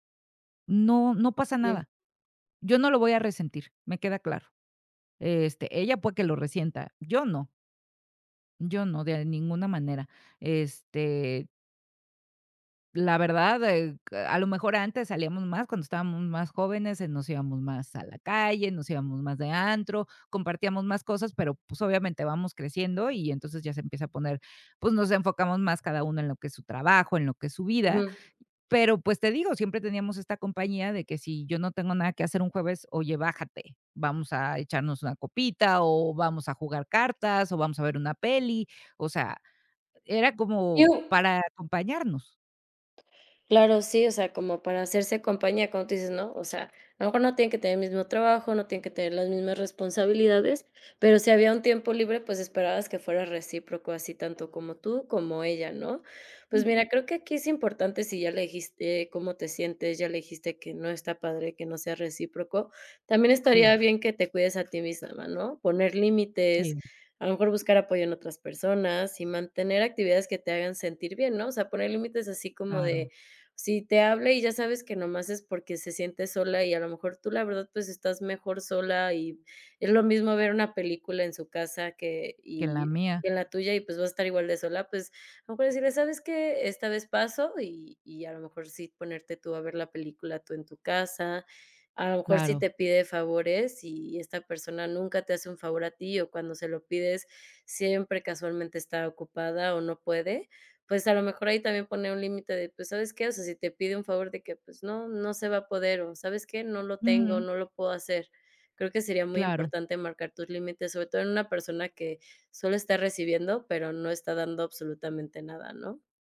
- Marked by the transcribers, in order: other noise; tapping; other background noise; unintelligible speech
- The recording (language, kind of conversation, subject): Spanish, advice, ¿Cómo puedo hablar con un amigo que me ignora?